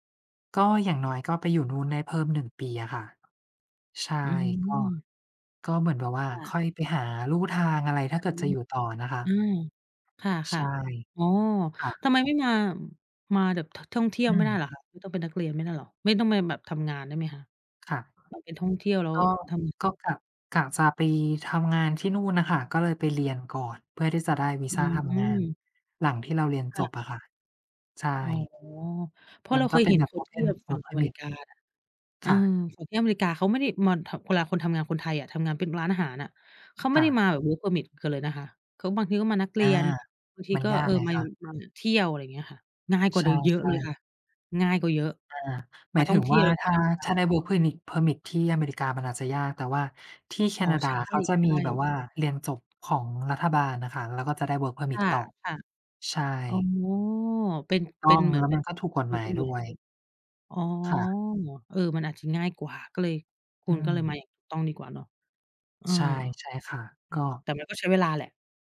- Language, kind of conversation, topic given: Thai, unstructured, คุณอยากทำอะไรให้สำเร็จในปีหน้า?
- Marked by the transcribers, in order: other background noise; tapping; in English: "Open Work Permit"